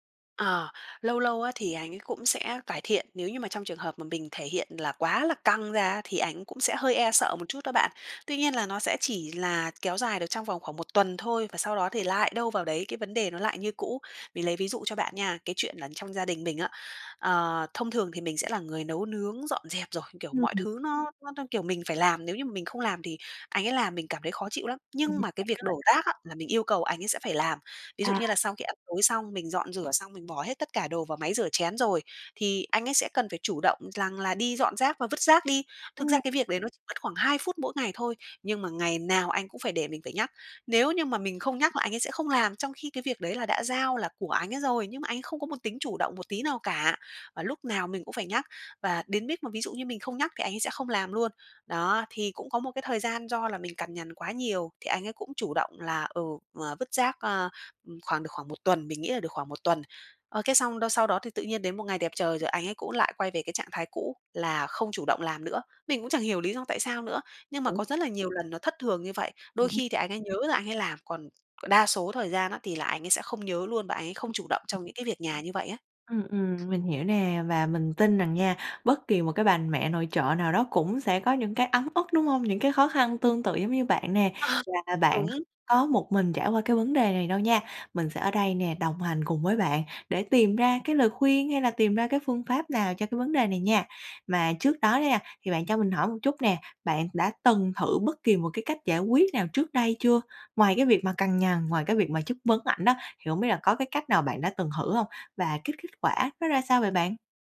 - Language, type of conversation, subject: Vietnamese, advice, Làm sao để chấm dứt những cuộc cãi vã lặp lại về việc nhà và phân chia trách nhiệm?
- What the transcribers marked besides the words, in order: tapping; unintelligible speech; other background noise; "rằng" said as "lằng"